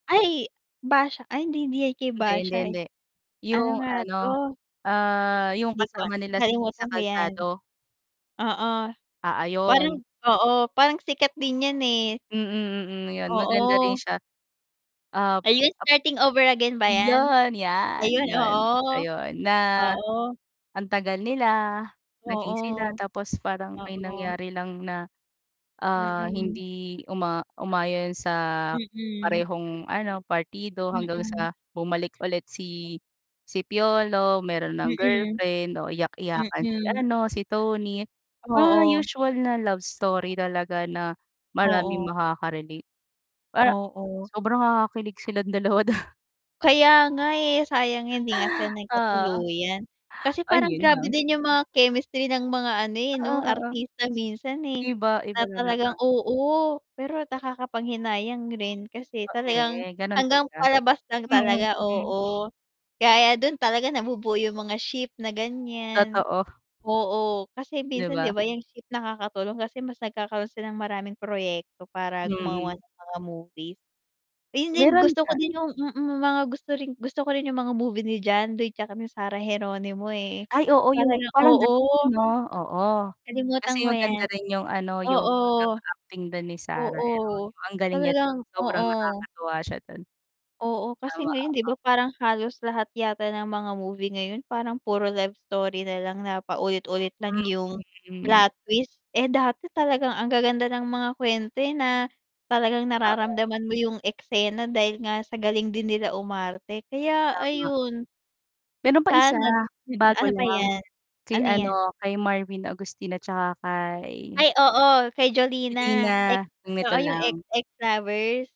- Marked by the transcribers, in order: static; distorted speech; other background noise; mechanical hum; tapping; laughing while speaking: "dun"; background speech; wind
- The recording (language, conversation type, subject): Filipino, unstructured, Ano ang pinakanakakaantig na eksenang napanood mo?